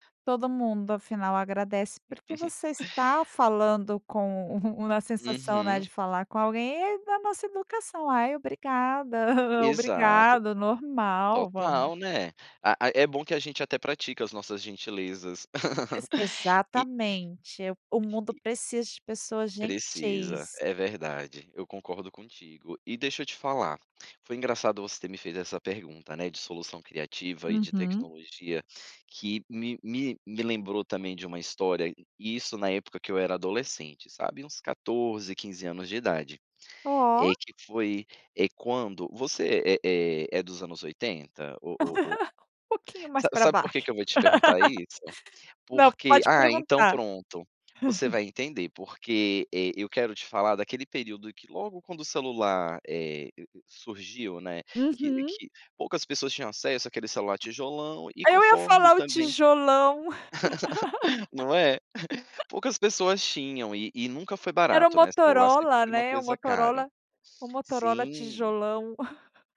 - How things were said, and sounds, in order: chuckle; tapping; chuckle; laugh; chuckle; laugh; chuckle
- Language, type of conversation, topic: Portuguese, podcast, Como você criou uma solução criativa usando tecnologia?